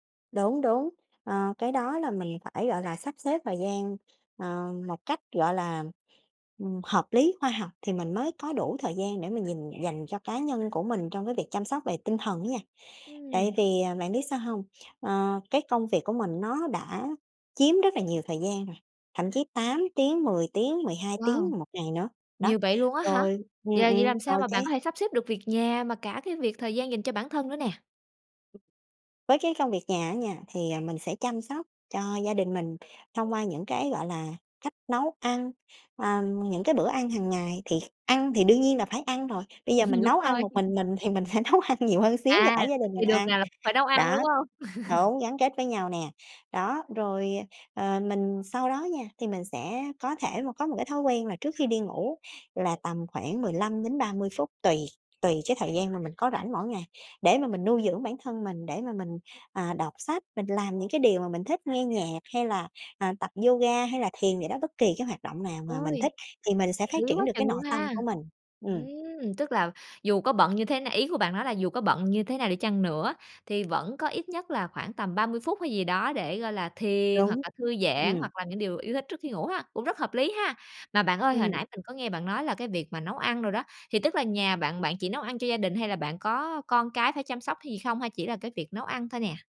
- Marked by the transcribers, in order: other background noise; tapping; laugh; chuckle; laughing while speaking: "sẽ nấu ăn"; laugh
- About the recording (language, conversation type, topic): Vietnamese, podcast, Bạn làm thế nào để cân bằng giữa gia đình và sự phát triển cá nhân?